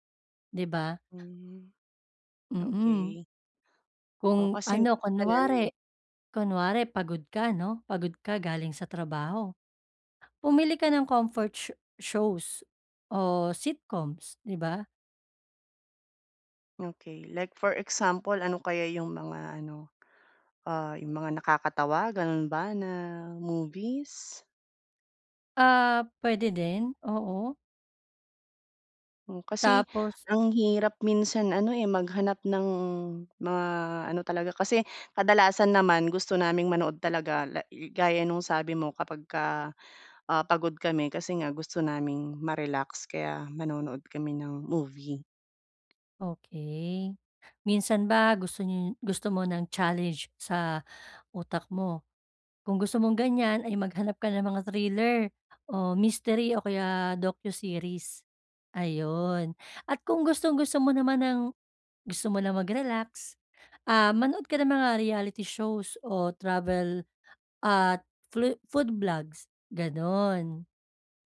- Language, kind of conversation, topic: Filipino, advice, Paano ako pipili ng palabas kapag napakarami ng pagpipilian?
- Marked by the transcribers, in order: breath; tapping